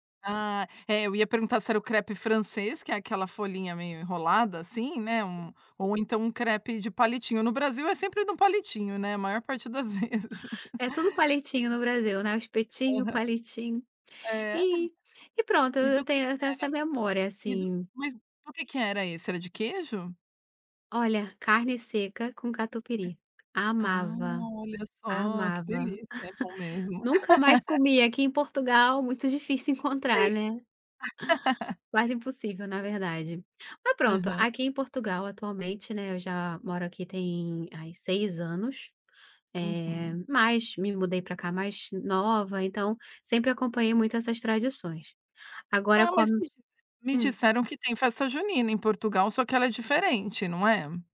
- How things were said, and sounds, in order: laugh; laugh; laugh
- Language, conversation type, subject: Portuguese, podcast, Que tradições estão ligadas às estações do ano onde você mora?
- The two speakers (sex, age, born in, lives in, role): female, 35-39, Brazil, Portugal, guest; female, 40-44, Brazil, United States, host